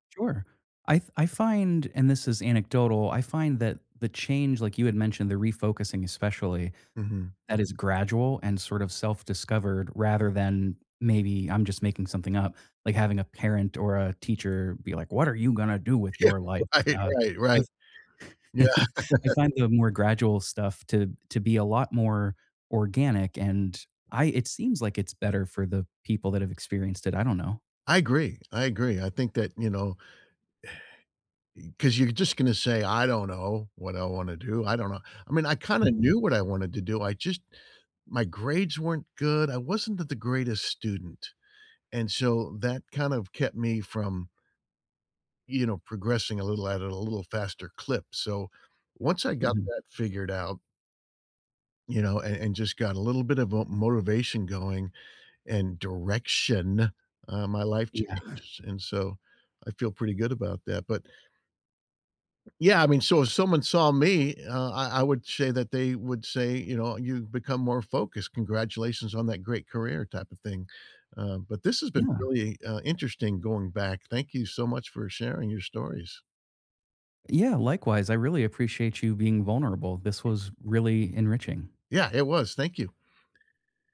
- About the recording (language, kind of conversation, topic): English, unstructured, How can I reconnect with someone I lost touch with and miss?
- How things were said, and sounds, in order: put-on voice: "What are you gonna do with your life?"; laughing while speaking: "Yeah, right, right, right. Yeah"; chuckle; tapping; stressed: "direction"; laughing while speaking: "Yeah"